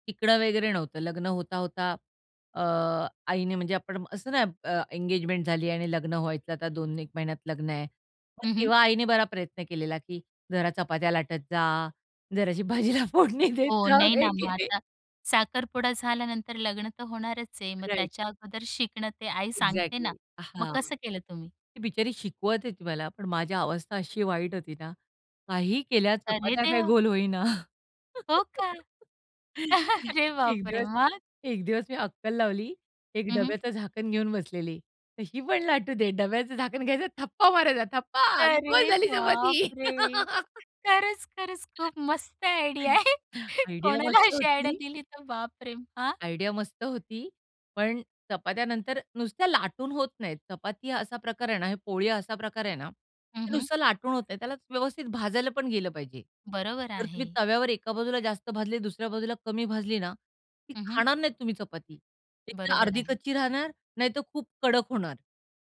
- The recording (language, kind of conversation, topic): Marathi, podcast, अपयशानंतर तुम्ही आत्मविश्वास पुन्हा कसा मिळवला?
- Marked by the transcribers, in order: laughing while speaking: "जराशी भाजीला फोडणी देत जा वगैरे"; other background noise; laugh; tapping; laugh; laughing while speaking: "डब्याचं झाकण घ्यायचं थप्पा मारायचा थप्पा. गोल झाली चपाती"; laugh; in English: "आयडिया"; unintelligible speech; in English: "आयडिया"; laughing while speaking: "आहे. कोणाला अशी आयडिया दिली तर बापरे!"; in English: "आयडिया"